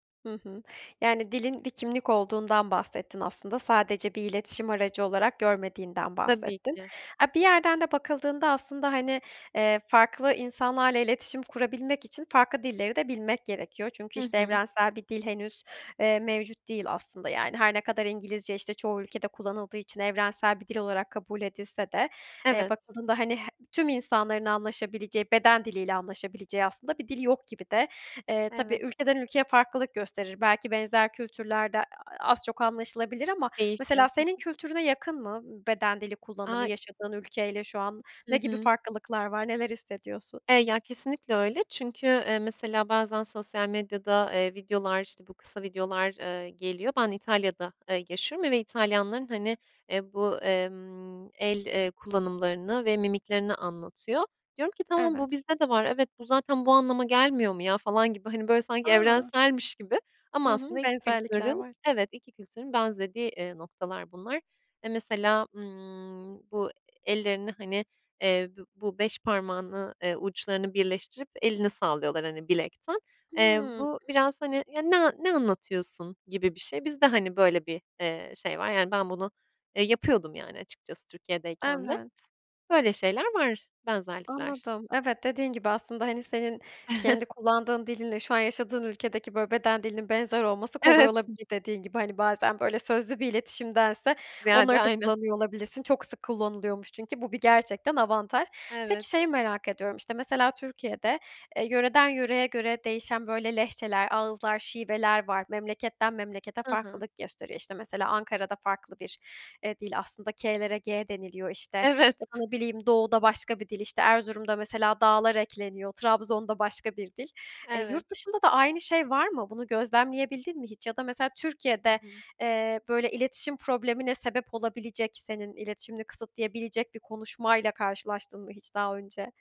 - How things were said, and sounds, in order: tapping; other background noise; drawn out: "ımm"; chuckle
- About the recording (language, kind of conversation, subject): Turkish, podcast, Dil senin için bir kimlik meselesi mi; bu konuda nasıl hissediyorsun?